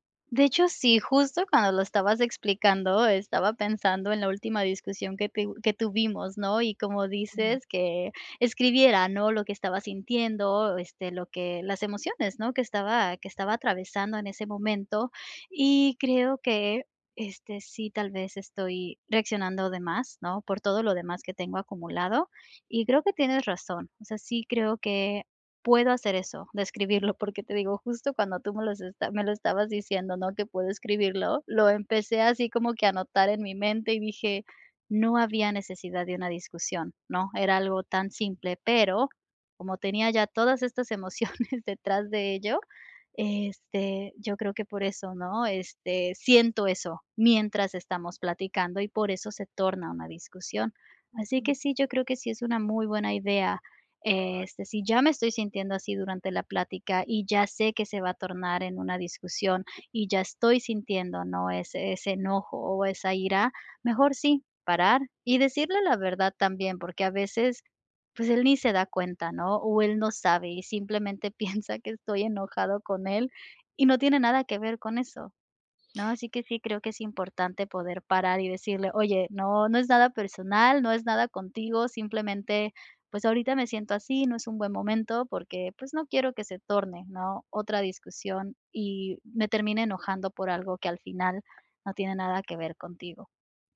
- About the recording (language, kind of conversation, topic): Spanish, advice, ¿Cómo puedo manejar la ira después de una discusión con mi pareja?
- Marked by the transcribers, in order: laughing while speaking: "emociones"; other background noise; laughing while speaking: "piensa"